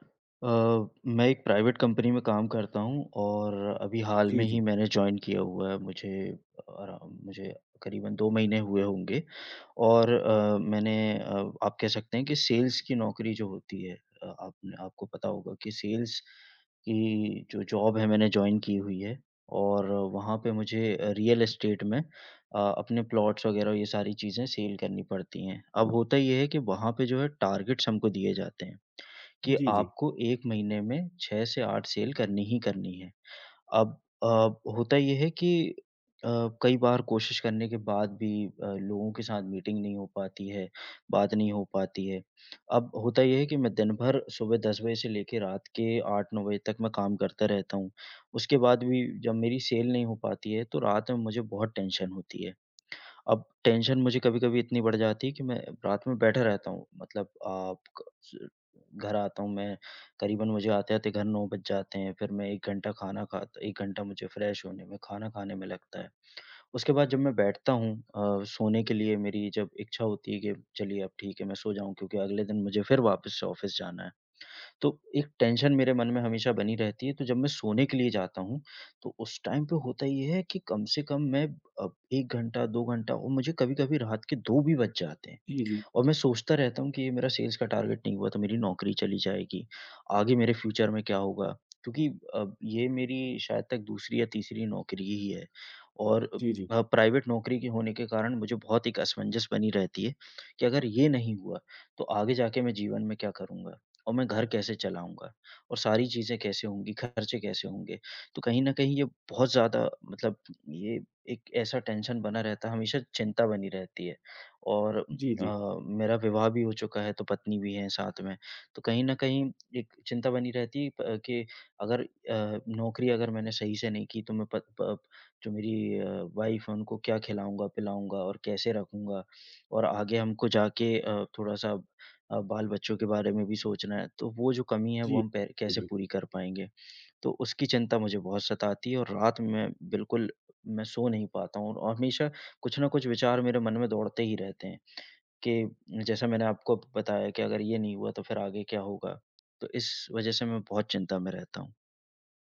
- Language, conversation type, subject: Hindi, advice, सोने से पहले चिंता और विचारों का लगातार दौड़ना
- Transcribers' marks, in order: in English: "जॉइन"; tapping; in English: "सेल्स"; in English: "सेल्स"; in English: "जॉब"; in English: "जॉइन"; in English: "रियल एस्टेट"; in English: "प्लॉट्स"; in English: "सेल"; in English: "टार्गेट्स"; in English: "सेल"; in English: "सेल"; in English: "टेंशन"; in English: "टेंशन"; in English: "फ्रेश"; in English: "ऑफ़िस"; in English: "टेंशन"; in English: "टाइम"; in English: "सेल्स"; in English: "टारगेट"; in English: "फ़्यूचर"; in English: "टेंशन"; in English: "वाइफ"; unintelligible speech